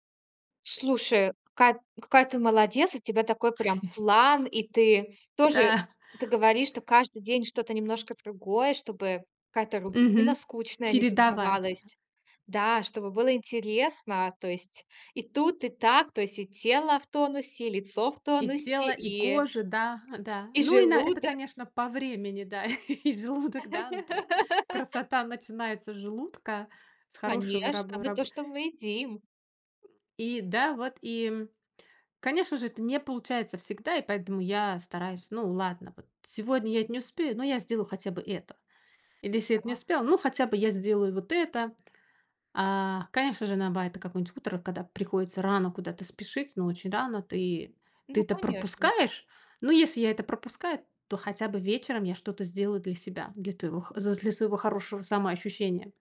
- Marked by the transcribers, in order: chuckle; tapping; laughing while speaking: "Да"; laugh; other background noise
- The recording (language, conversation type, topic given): Russian, podcast, Как ты начинаешь утро, чтобы чувствовать себя бодро?